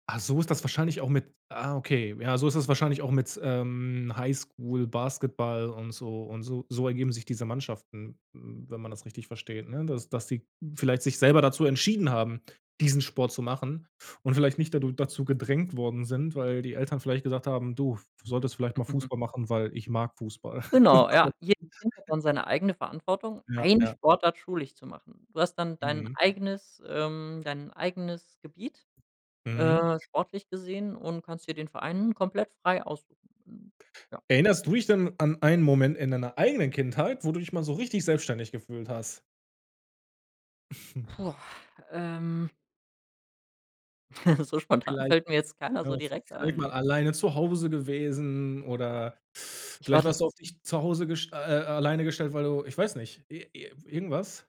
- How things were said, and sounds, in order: chuckle; chuckle; stressed: "eine"; other background noise; stressed: "eigenen"; snort; chuckle; other noise
- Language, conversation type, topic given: German, podcast, Was hilft Kindern dabei, selbstständig zu werden?